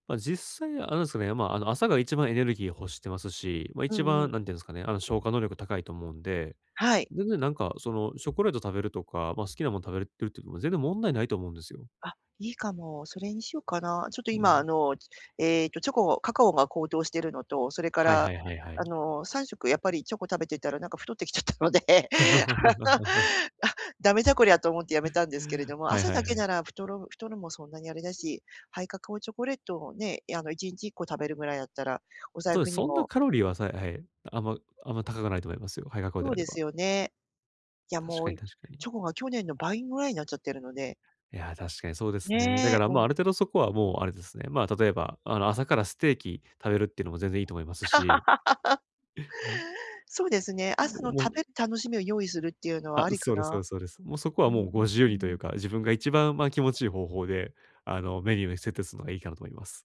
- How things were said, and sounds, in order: laughing while speaking: "太ってきちゃったので、あ"; laugh; chuckle; other noise; laugh; chuckle; tapping
- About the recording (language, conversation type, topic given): Japanese, advice, 朝にすっきり目覚めて一日元気に過ごすにはどうすればいいですか？